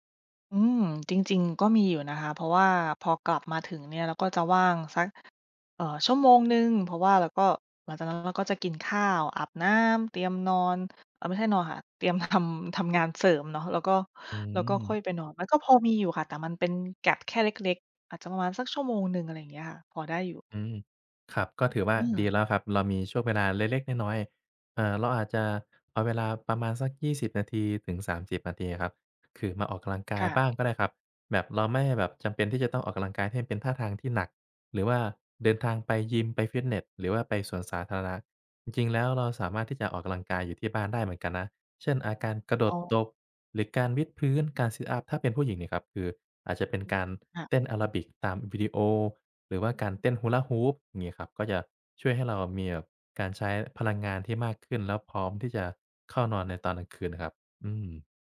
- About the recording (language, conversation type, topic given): Thai, advice, นอนไม่หลับเพราะคิดเรื่องงานจนเหนื่อยล้าทั้งวัน
- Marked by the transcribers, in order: in English: "gap"